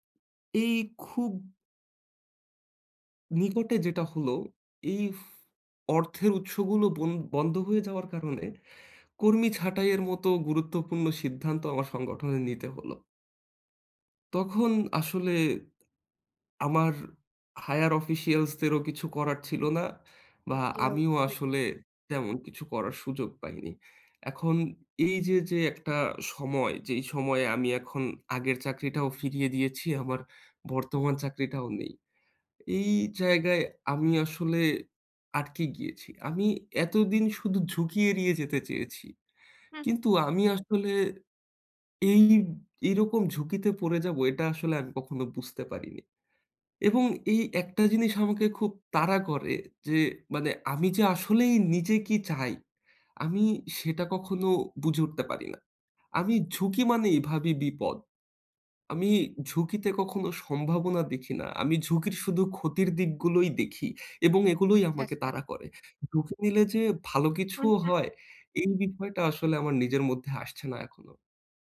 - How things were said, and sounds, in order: sad: "আগের চাকরিটাও ফিরিয়ে দিয়েছি, আমার … এড়িয়ে যেতে চেয়েছি"; unintelligible speech
- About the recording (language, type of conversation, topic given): Bengali, advice, আমি কীভাবে ভবিষ্যতে অনুশোচনা কমিয়ে বড় সিদ্ধান্ত নেওয়ার প্রস্তুতি নেব?